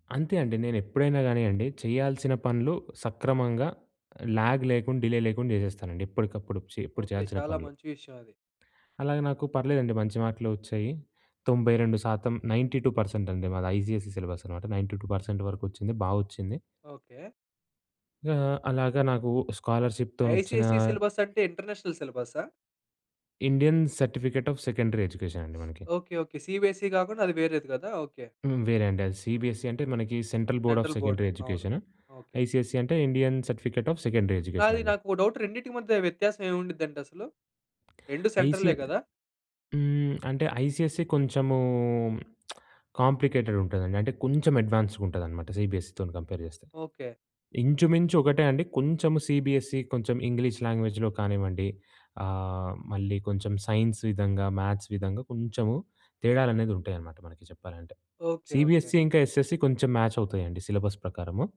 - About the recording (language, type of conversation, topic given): Telugu, podcast, ఒక చిన్న సహాయం పెద్ద మార్పు తేవగలదా?
- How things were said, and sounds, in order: in English: "ల్యాగ్"; in English: "డిలే"; in English: "నైంటీ టూ పర్సెంట్"; in English: "ఐసీఎస్ఈ సిలబస్"; in English: "నైన్టీ టూ పర్సెంట్"; in English: "ఐసీఎస్‌సీ సిలబస్"; other background noise; in English: "ఇంటర్నేషనల్"; in English: "ఇండియన్ సర్టిఫికేట్ ఆఫ్ సెకండరీ ఎడ్యుకేషన్"; in English: "సీబిఎస్‌సీ"; in English: "సీబీఎస్‌సీ"; in English: "సెంట్రల్ బోర్డ్ ఆఫ్ సెకండరీ ఎడ్యుకేషన్. ఐసీఎస్‌సీ"; in English: "సెంట్రల్ బోర్డ్"; in English: "ఇండియన్ సర్టిఫికేట్ ఆఫ్ సెకండరీ ఎడ్యుకేషన్"; in English: "డౌట్"; in English: "ఐసీ"; in English: "ఐసీఎస్‌సీ"; lip smack; in English: "కాంప్లికేటెడ్"; in English: "అడ్వాన్స్‌గా"; in English: "సీబీఎస్‌సీతోని కంపేర్"; in English: "సీబీఎస్‌సీ"; in English: "ఇంగ్లీష్ లాంగ్వేజ్‌లో"; in English: "సీబీఎస్‌సీ"; in English: "ఎస్ఎస్‌సీ"; in English: "మాచ్"; in English: "సిలబస్"